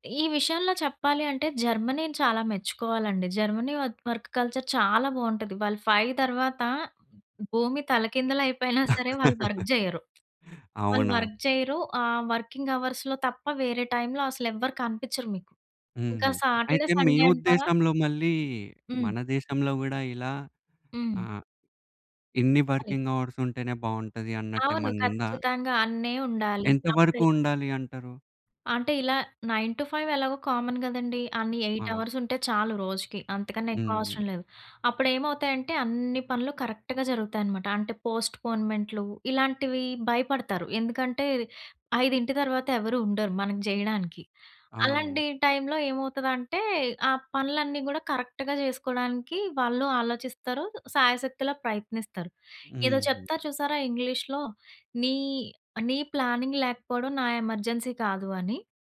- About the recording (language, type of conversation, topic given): Telugu, podcast, ఇంటి బాధ్యతల మధ్య పని–వ్యక్తిగత జీవితం సమతుల్యతను మీరు ఎలా సాధించారు?
- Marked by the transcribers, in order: in English: "వర్క్ కల్చర్"; in English: "ఫైవ్"; giggle; in English: "వర్క్"; in English: "వర్క్"; in English: "వర్కింగ్ అవర్స్‌లో"; in English: "సాటర్డే, సండే"; in English: "వర్కింగ్ అవర్స్"; in English: "నైన్ టూ ఫైవ్"; in English: "కామన్"; in English: "ఎయిట్ అవర్స్"; in English: "కరెక్ట్‌గా"; in English: "కరెక్ట్‌గా"; in English: "ప్లానింగ్"; in English: "ఎమర్జెన్సీ"